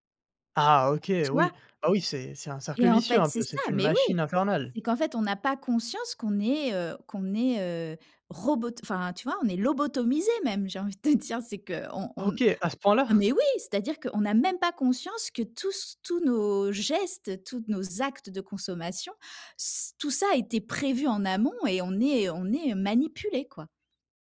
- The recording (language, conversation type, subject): French, podcast, Quelle est ta relation avec la seconde main ?
- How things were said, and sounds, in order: anticipating: "c'est ça ! Mais oui !"; laughing while speaking: "j'ai envie de te dire"; surprised: "à ce point-là ?"; anticipating: "Ah mais oui !"